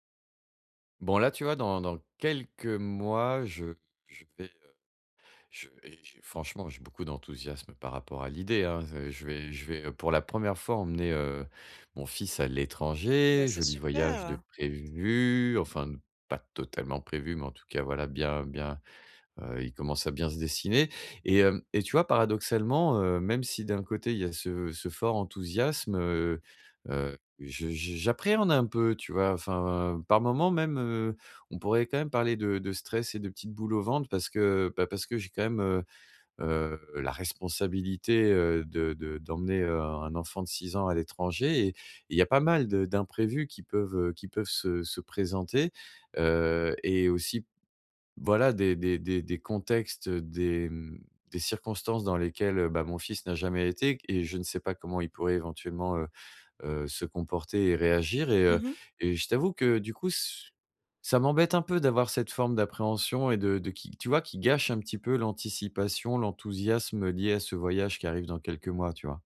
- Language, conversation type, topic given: French, advice, Comment gérer le stress quand mes voyages tournent mal ?
- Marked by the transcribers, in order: stressed: "prévu"